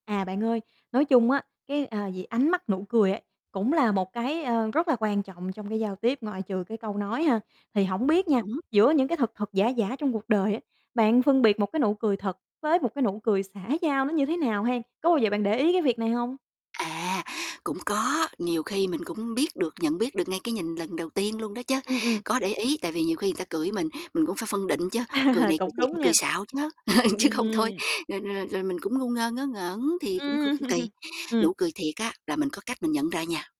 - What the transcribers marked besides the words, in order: tapping; distorted speech; "người" said as "ừn"; laugh; laughing while speaking: "chứ không thôi"; chuckle
- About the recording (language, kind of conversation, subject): Vietnamese, podcast, Bạn phân biệt nụ cười thật với nụ cười xã giao như thế nào?